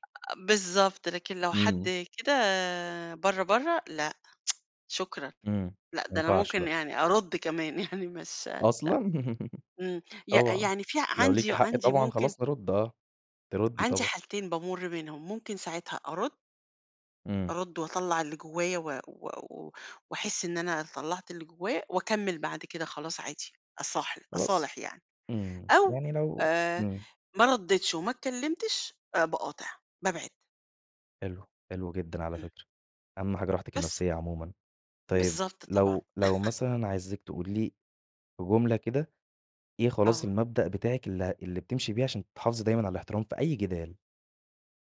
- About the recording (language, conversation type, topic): Arabic, podcast, إزاي نقدر نحافظ على الاحترام المتبادل رغم اختلافاتنا؟
- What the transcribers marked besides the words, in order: tsk; laughing while speaking: "يعني"; laugh; other background noise; "أصالح-" said as "أصاحل"; laugh